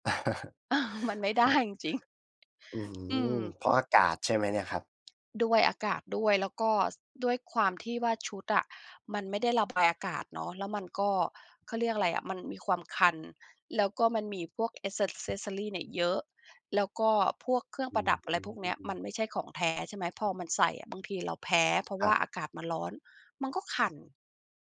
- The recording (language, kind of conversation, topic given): Thai, podcast, เวลาเลือกเสื้อผ้าคุณคิดถึงความสบายหรือความสวยก่อน?
- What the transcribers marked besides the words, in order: chuckle; other background noise; tapping; in English: "แอกเซส เซสซอรี"